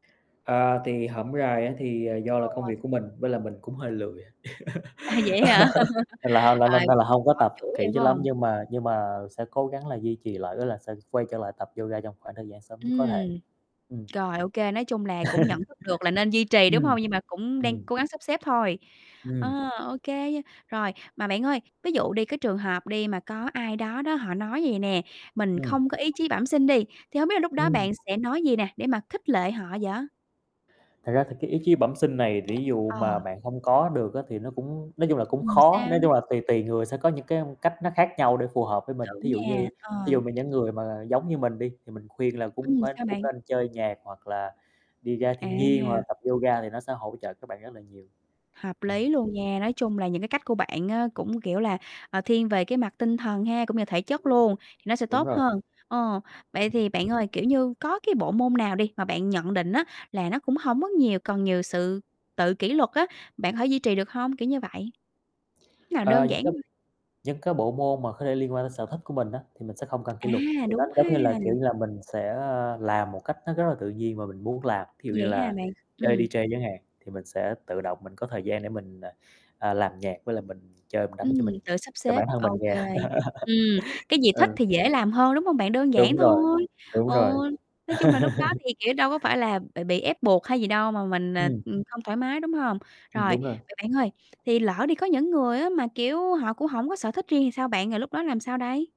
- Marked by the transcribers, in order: static; distorted speech; laugh; chuckle; other background noise; laugh; tapping; "ví" said as "rí"; unintelligible speech; in English: "D-J"; laugh; laugh
- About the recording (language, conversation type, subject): Vietnamese, podcast, Làm sao để giữ động lực học tập lâu dài một cách thực tế?